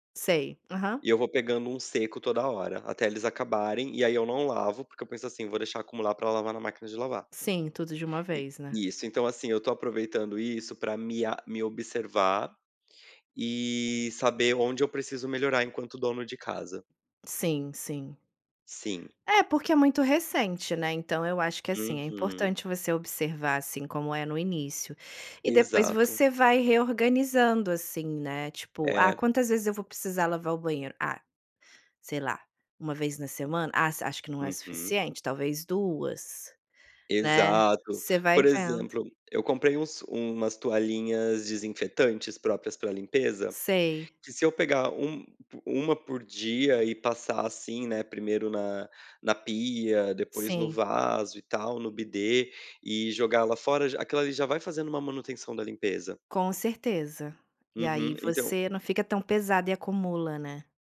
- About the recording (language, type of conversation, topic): Portuguese, advice, Como posso lidar com a sensação de estar sobrecarregado com as tarefas domésticas e a divisão de responsabilidades?
- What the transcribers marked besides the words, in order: none